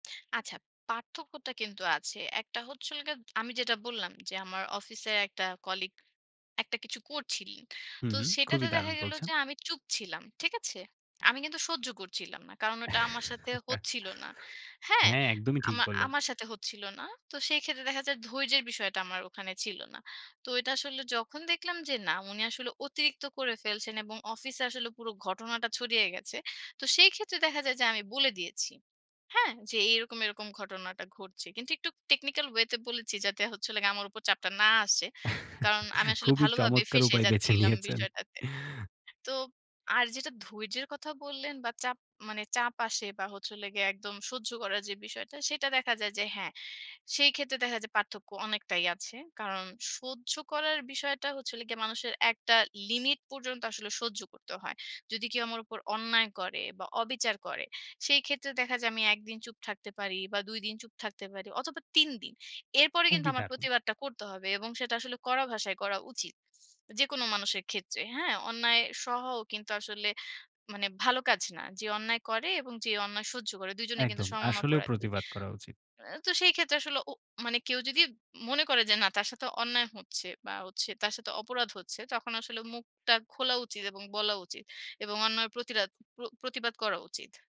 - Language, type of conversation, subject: Bengali, podcast, কখন চুপ থাকা বুদ্ধিমানের কাজ বলে মনে করেন?
- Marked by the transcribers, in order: laugh; chuckle; laughing while speaking: "বেছে নিয়েছেন"